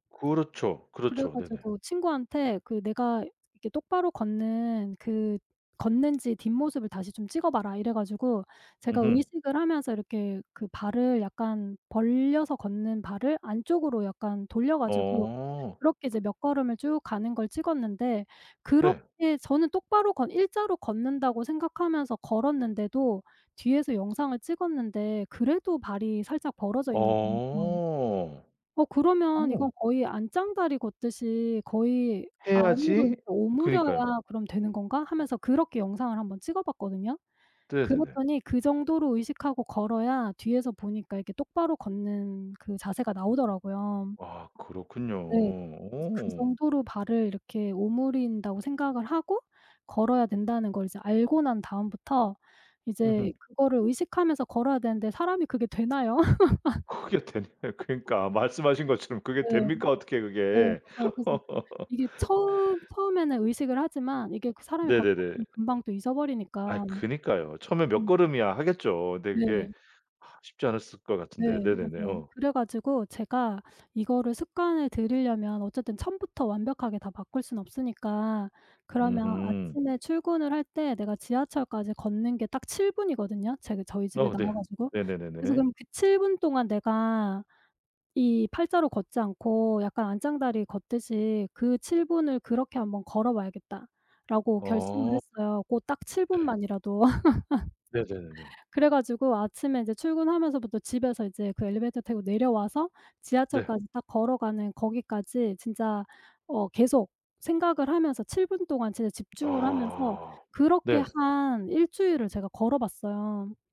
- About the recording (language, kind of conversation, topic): Korean, podcast, 나쁜 습관을 끊고 새 습관을 만드는 데 어떤 방법이 가장 효과적이었나요?
- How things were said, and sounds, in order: tapping; laughing while speaking: "그게 되네요. 그러니까 말씀하신 것처럼 그게 됩니까? 어떻게 그게"; laugh; laugh; other background noise; laugh